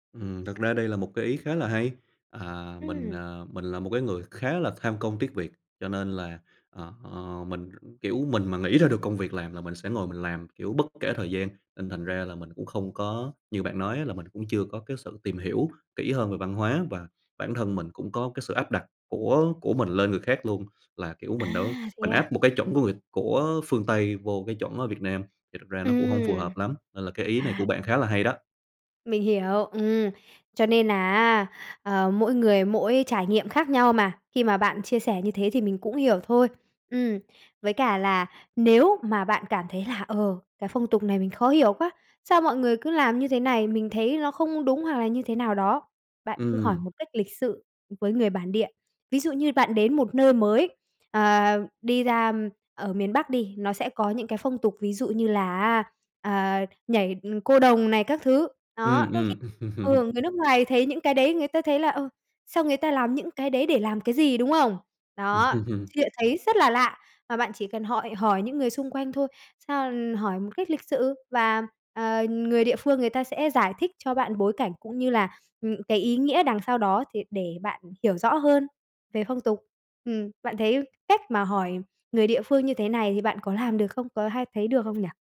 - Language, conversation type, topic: Vietnamese, advice, Bạn đang trải qua cú sốc văn hóa và bối rối trước những phong tục, cách ứng xử mới như thế nào?
- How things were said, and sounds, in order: other background noise; tapping; chuckle; unintelligible speech